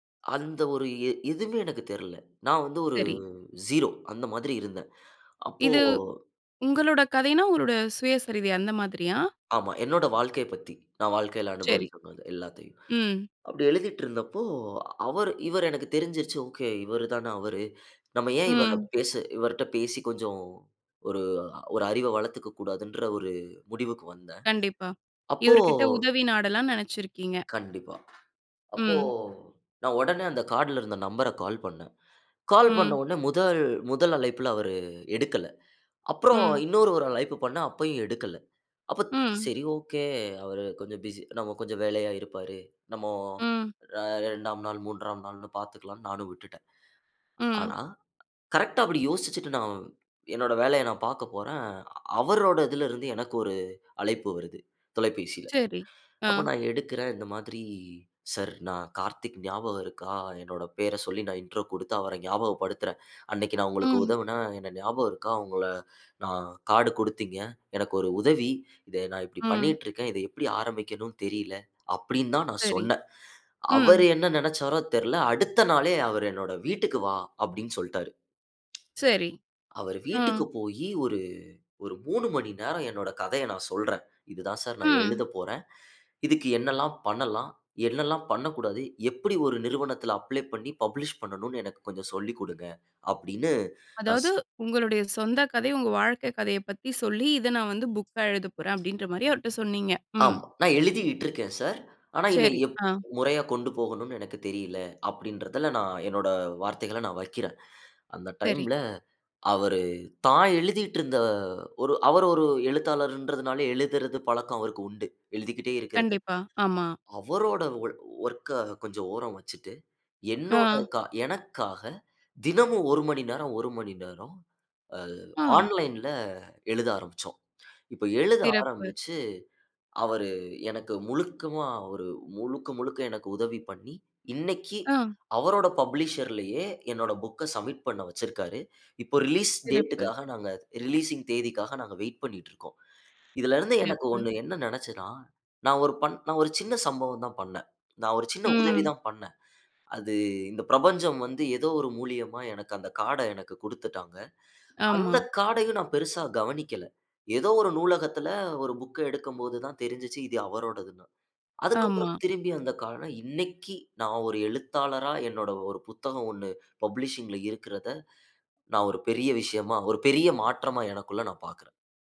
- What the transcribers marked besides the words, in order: in English: "ஸீரோ"; other background noise; in English: "இன்ட்ரோ"; in English: "பப்ளிஷ்"; other noise; "முழுவதுமா" said as "முழுக்கமா"; in English: "பப்ளிஷர்"; in English: "சப்மிட்"; in English: "ரிலீஸ் டேட்"; in English: "ரிலீசிங்"; trusting: "நான் ஒரு எழுத்தாளரா என்னோட ஒரு … எனக்குள்ள நான் பார்க்கறேன்"; in English: "பப்ளிஷிங்"
- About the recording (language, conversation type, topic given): Tamil, podcast, ஒரு சிறிய சம்பவம் உங்கள் வாழ்க்கையில் பெரிய மாற்றத்தை எப்படிச் செய்தது?